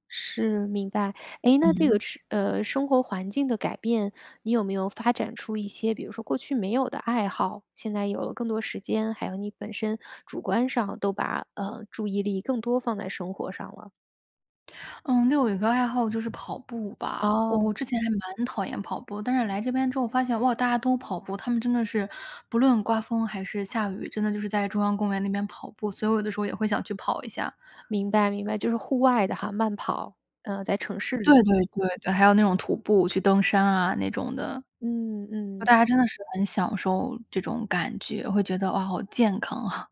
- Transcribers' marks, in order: other background noise; laughing while speaking: "啊"
- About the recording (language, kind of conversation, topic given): Chinese, podcast, 有哪次旅行让你重新看待人生？